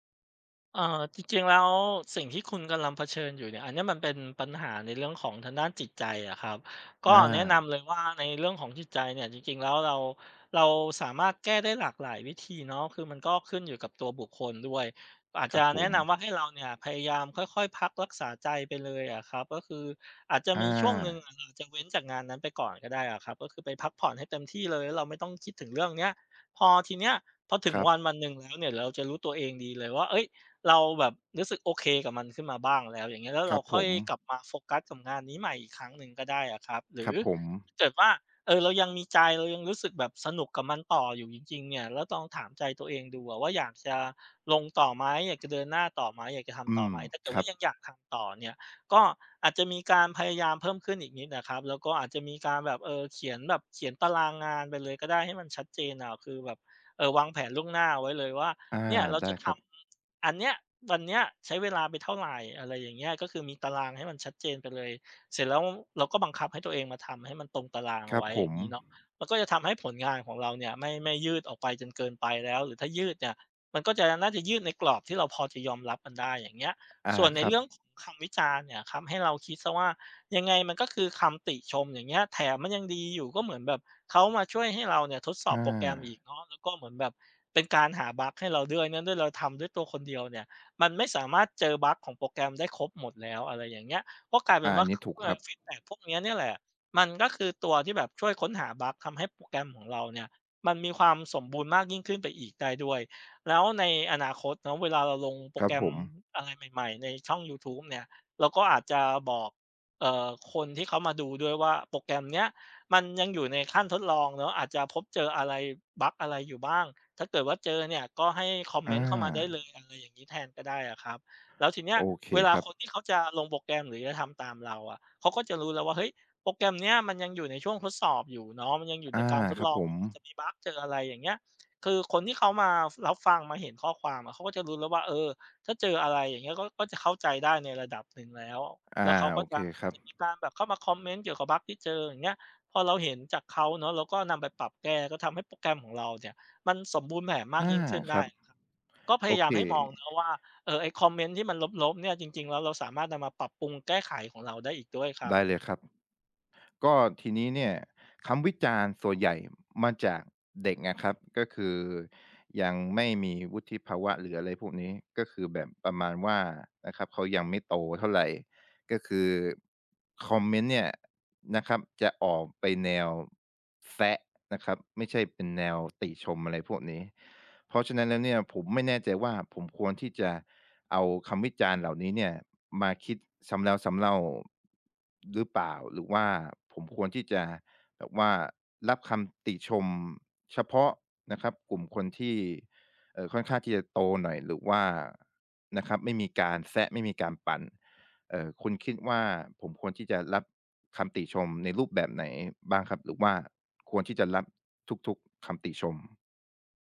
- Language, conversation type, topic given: Thai, advice, ฉันกลัวคำวิจารณ์จนไม่กล้าแชร์ผลงานทดลอง ควรทำอย่างไรดี?
- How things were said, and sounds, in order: other background noise; tapping; other noise; unintelligible speech